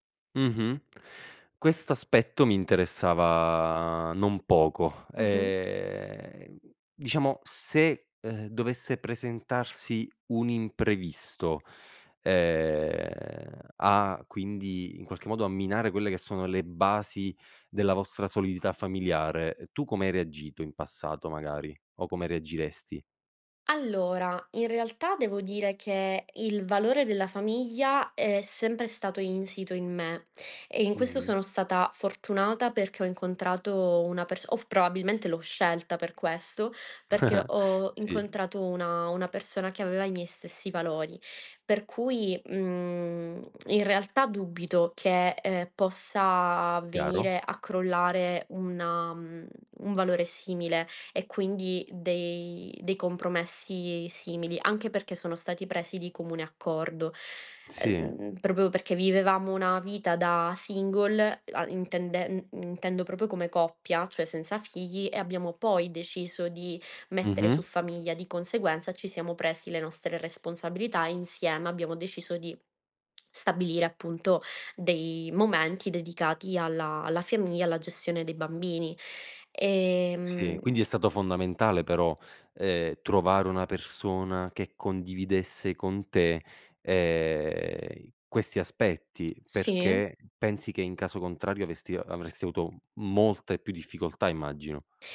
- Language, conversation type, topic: Italian, podcast, Come bilanci lavoro e vita familiare nelle giornate piene?
- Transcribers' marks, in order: tapping; chuckle; "dubito" said as "dubbito"; "cioè" said as "ceh"; lip smack; "famiglia" said as "femiia"